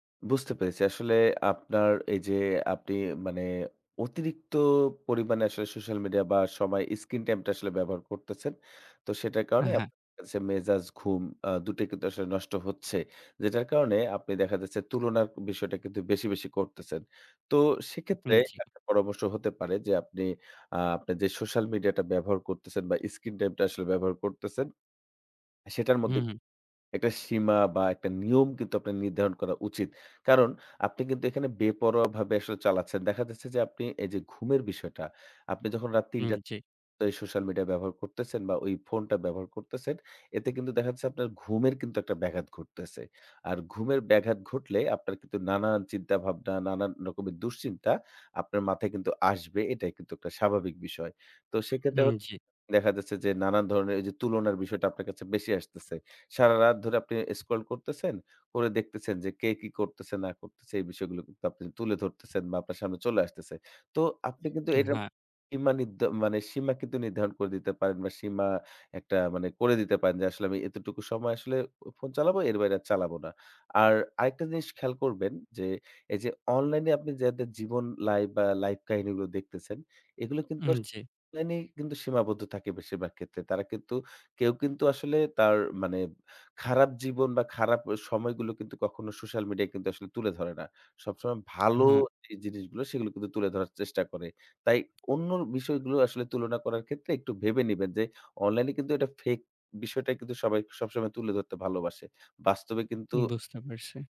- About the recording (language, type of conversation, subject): Bengali, advice, সোশ্যাল মিডিয়ায় সফল দেখানোর চাপ আপনি কীভাবে অনুভব করেন?
- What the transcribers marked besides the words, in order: other background noise; lip smack; lip smack; tsk